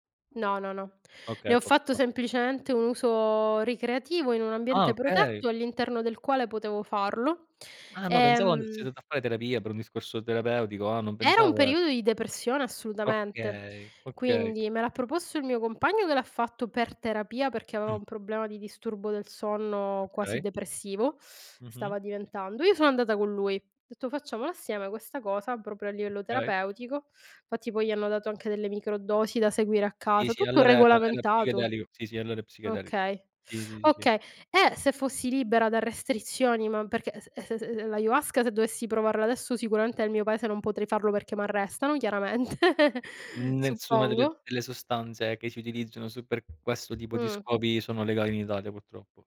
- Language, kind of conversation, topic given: Italian, unstructured, Se potessi avere un giorno di libertà totale, quali esperienze cercheresti?
- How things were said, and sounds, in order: tapping; unintelligible speech; drawn out: "uso"; drawn out: "Ehm"; unintelligible speech; drawn out: "Okay"; drawn out: "sonno"; teeth sucking; teeth sucking; in Quechua: "ayahuasca"; drawn out: "Nessuna"; giggle